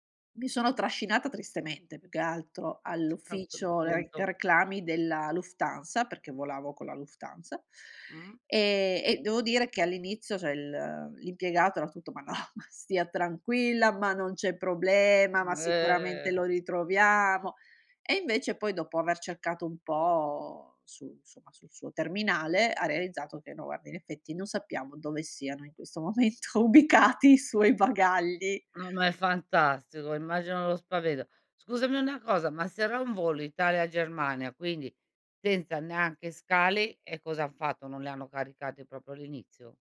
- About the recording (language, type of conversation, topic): Italian, podcast, Mi racconti una volta in cui ti hanno smarrito i bagagli all’estero?
- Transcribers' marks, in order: tsk; other background noise; "cioè" said as "ceh"; laughing while speaking: "Ma no"; put-on voice: "ma stia tranquilla, ma non c'è problema, ma sicuramente lo ritroviamo"; tapping; drawn out: "Eh"; drawn out: "po'"; "insomma" said as "nsomma"; laughing while speaking: "momento ubicati i suoi bagagli"; "spavento" said as "spavedo"; "proprio" said as "propo"